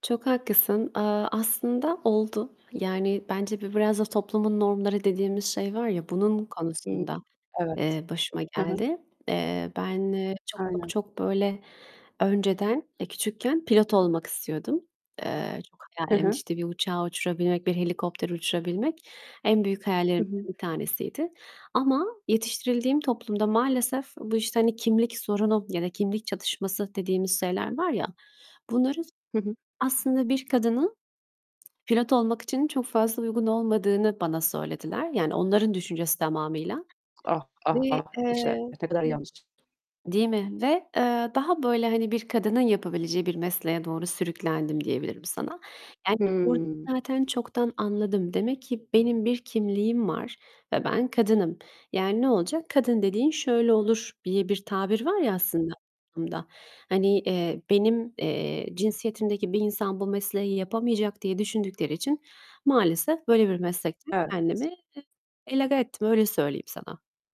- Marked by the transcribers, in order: static; other background noise; distorted speech; "egale" said as "elage"
- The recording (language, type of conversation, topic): Turkish, unstructured, Kimliğinle ilgili yaşadığın en büyük çatışma neydi?